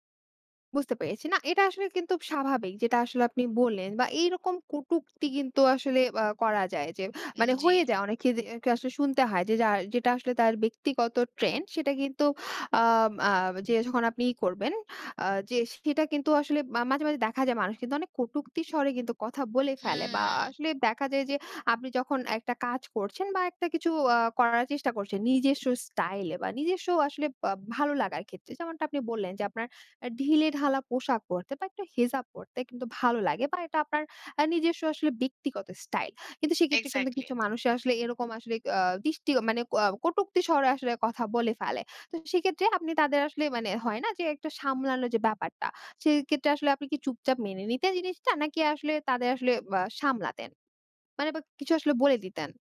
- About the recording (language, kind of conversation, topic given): Bengali, podcast, নিজের আলাদা স্টাইল খুঁজে পেতে আপনি কী কী ধাপ নিয়েছিলেন?
- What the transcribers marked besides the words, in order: other background noise; tapping